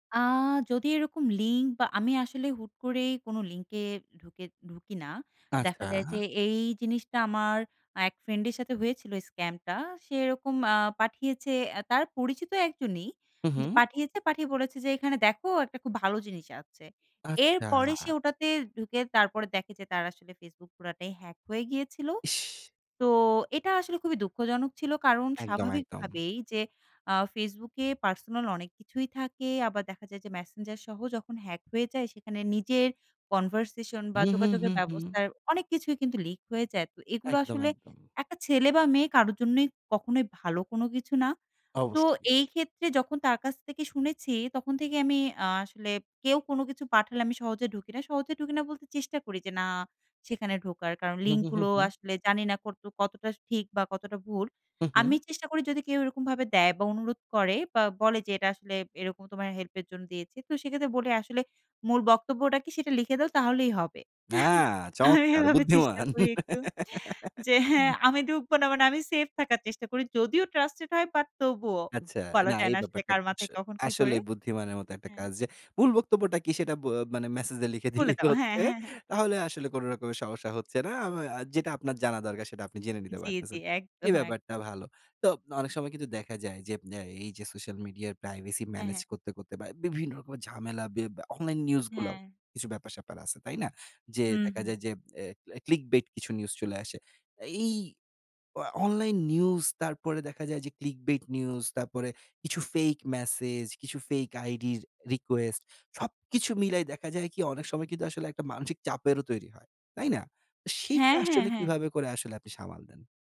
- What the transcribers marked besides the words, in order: tapping; "কতটুকু" said as "কটটুক"; chuckle; laughing while speaking: "আমি এভাবে চেষ্টা করি একটু … থাকার চেষ্টা করি"; laugh; unintelligible speech; laughing while speaking: "দিলেই তো হচ্ছে"; in English: "ক্লিক বেট"
- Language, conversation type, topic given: Bengali, podcast, তুমি সোশ্যাল মিডিয়ায় নিজের গোপনীয়তা কীভাবে নিয়ন্ত্রণ করো?